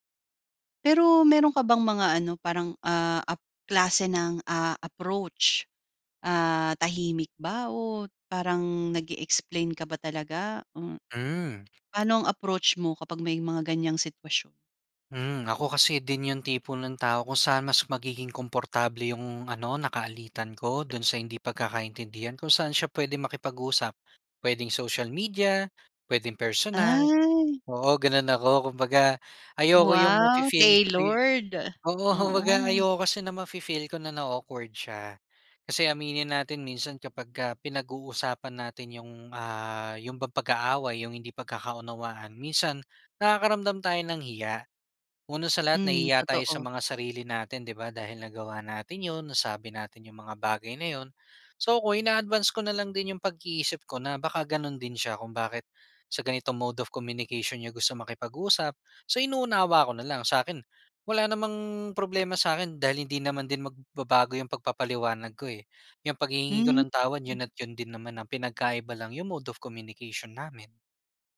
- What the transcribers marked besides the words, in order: other background noise; tapping; in English: "tailored"; in English: "mode of communication"; in English: "mode of communication"
- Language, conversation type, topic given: Filipino, podcast, Paano mo hinaharap ang hindi pagkakaintindihan?